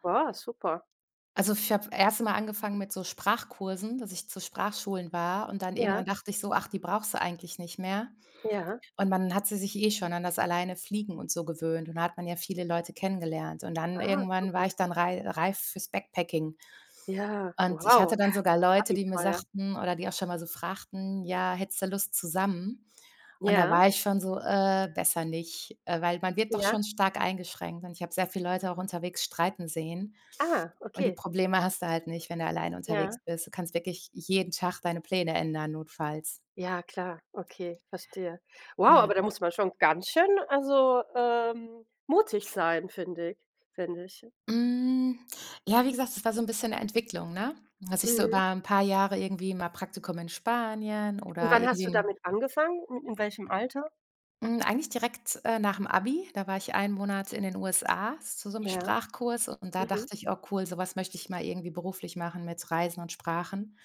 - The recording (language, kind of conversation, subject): German, unstructured, Wie bist du auf Reisen mit unerwarteten Rückschlägen umgegangen?
- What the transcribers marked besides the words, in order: chuckle